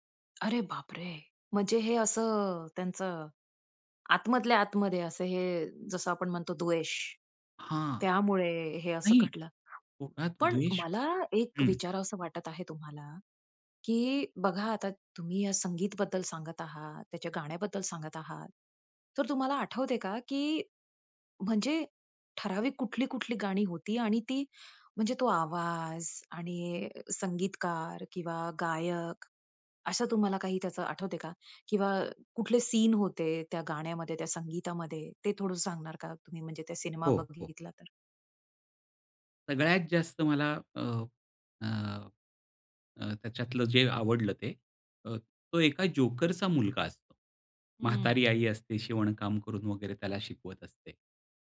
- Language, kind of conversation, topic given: Marathi, podcast, तुमच्या आयुष्यातील सर्वात आवडती संगीताची आठवण कोणती आहे?
- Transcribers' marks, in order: surprised: "अरे बापरे!"; other noise; tapping